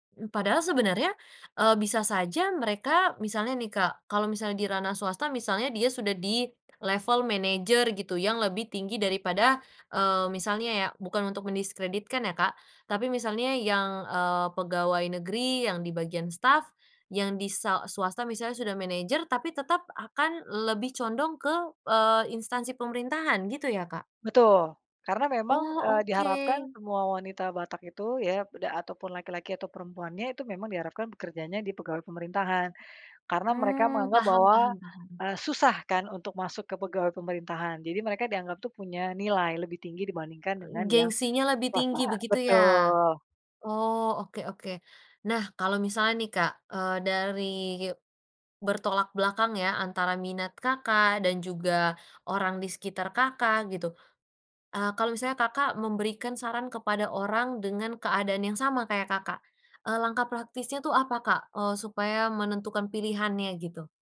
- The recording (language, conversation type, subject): Indonesian, podcast, Pernahkah kamu mempertimbangkan memilih pekerjaan yang kamu sukai atau gaji yang lebih besar?
- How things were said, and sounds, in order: lip smack; other background noise; tapping